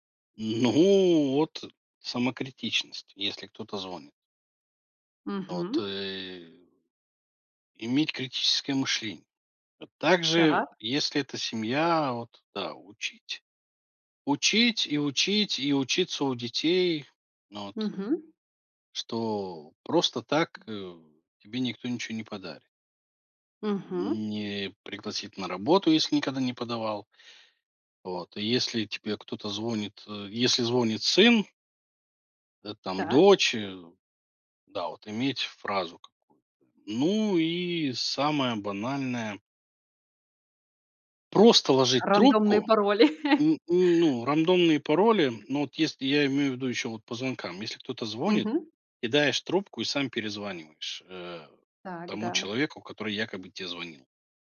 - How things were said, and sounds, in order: tapping; chuckle
- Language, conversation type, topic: Russian, podcast, Какие привычки помогают повысить безопасность в интернете?